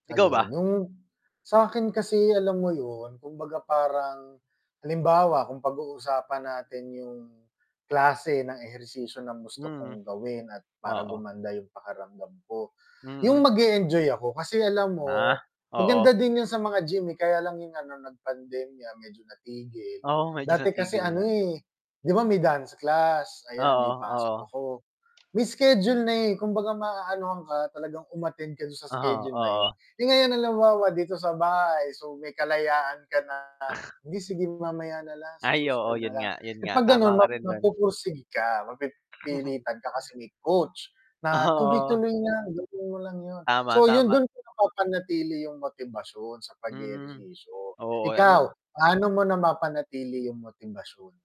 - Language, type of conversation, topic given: Filipino, unstructured, Paano nakakatulong ang ehersisyo sa iyong pakiramdam?
- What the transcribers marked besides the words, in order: other background noise; static; distorted speech; mechanical hum; chuckle; scoff; unintelligible speech